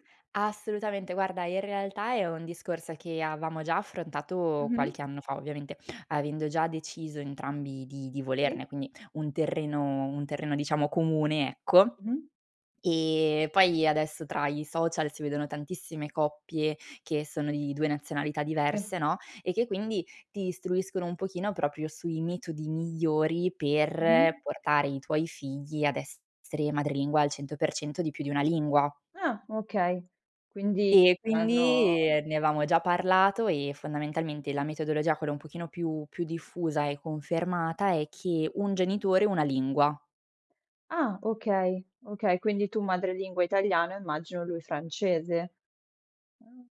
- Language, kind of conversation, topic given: Italian, podcast, Ti va di parlare del dialetto o della lingua che parli a casa?
- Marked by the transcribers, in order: "avevamo" said as "avamo"